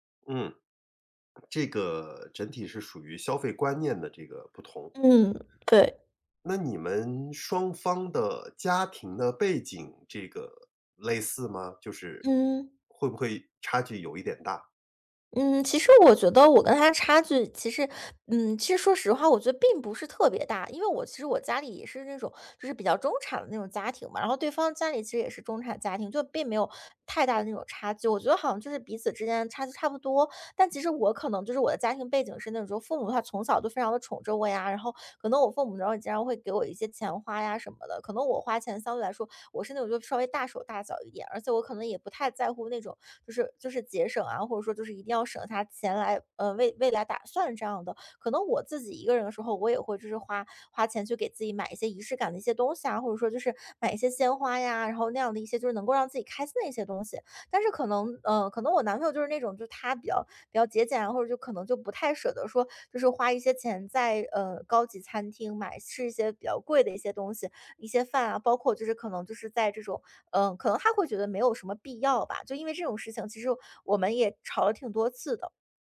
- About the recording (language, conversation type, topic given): Chinese, advice, 你最近一次因为花钱观念不同而与伴侣发生争执的情况是怎样的？
- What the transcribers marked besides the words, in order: other background noise; tapping